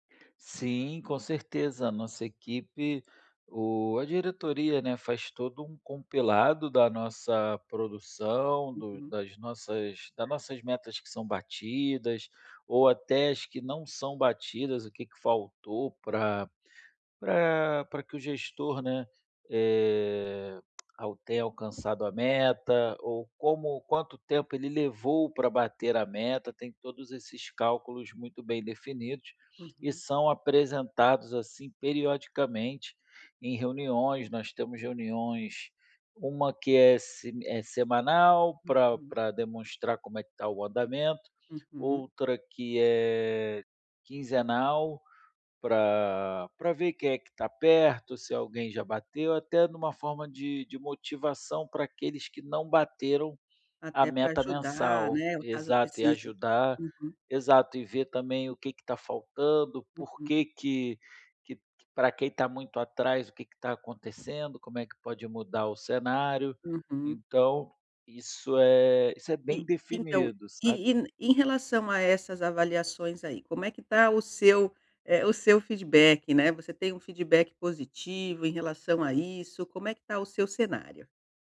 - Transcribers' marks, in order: drawn out: "eh"; tapping
- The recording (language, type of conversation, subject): Portuguese, advice, Como posso definir metas de carreira claras e alcançáveis?